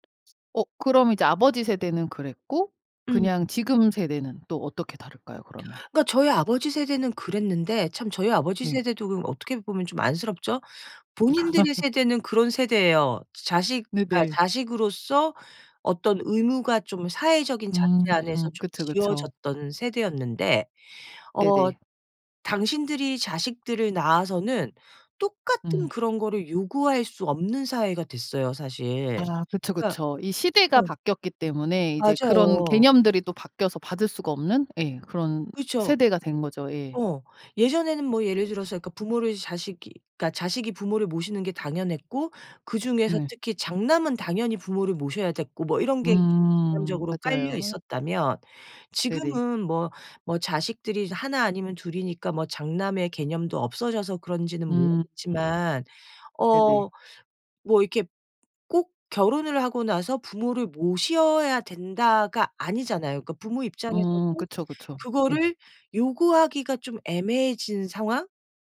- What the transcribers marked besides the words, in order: other background noise; tapping; laugh
- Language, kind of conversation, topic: Korean, podcast, 세대에 따라 ‘효’를 어떻게 다르게 느끼시나요?